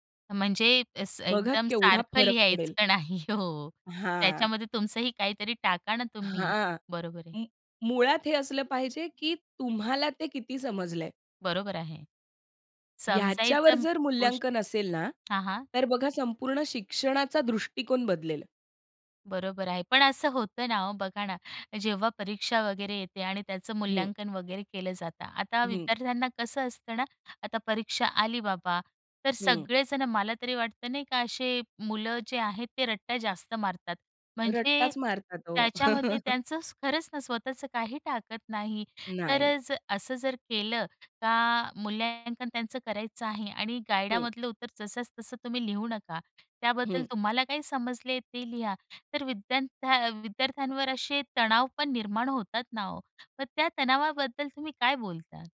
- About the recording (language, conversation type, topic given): Marathi, podcast, परीक्षा आणि मूल्यांकन कसे असावे असं तुला काय वाटतं?
- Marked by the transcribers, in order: laughing while speaking: "नाही हो"; tapping; chuckle